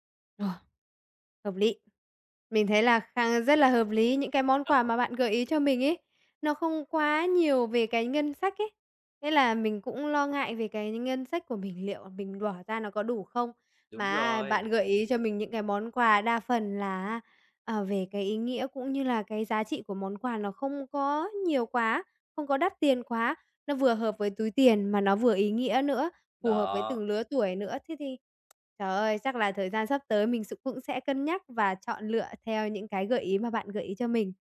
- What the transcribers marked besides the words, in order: tapping; chuckle; other background noise
- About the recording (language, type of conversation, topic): Vietnamese, advice, Bạn có thể gợi ý những món quà tặng ý nghĩa phù hợp với nhiều đối tượng khác nhau không?